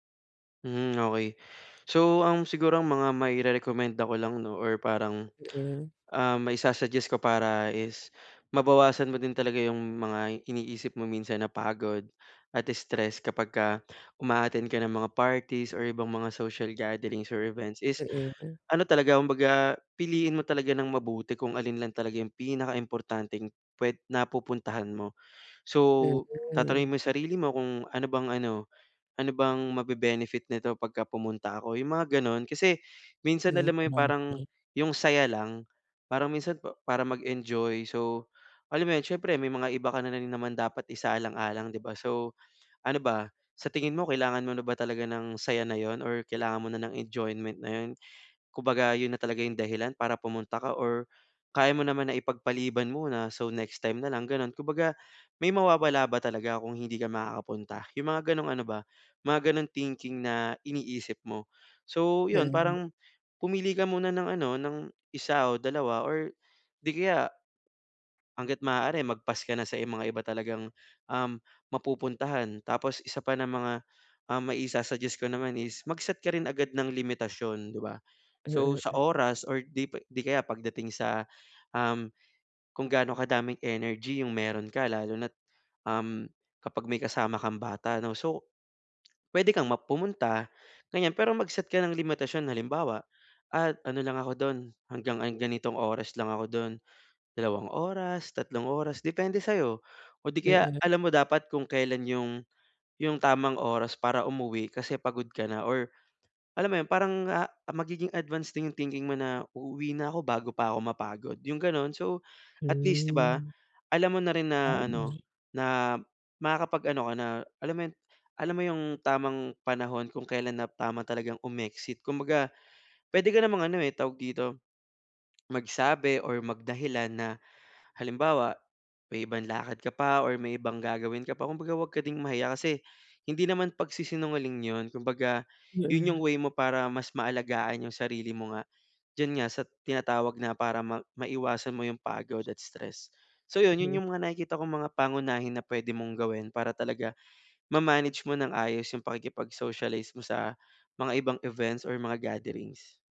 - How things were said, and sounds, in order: lip smack; tapping; swallow
- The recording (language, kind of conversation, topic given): Filipino, advice, Paano ko mababawasan ang pagod at stress tuwing may mga pagtitipon o salu-salo?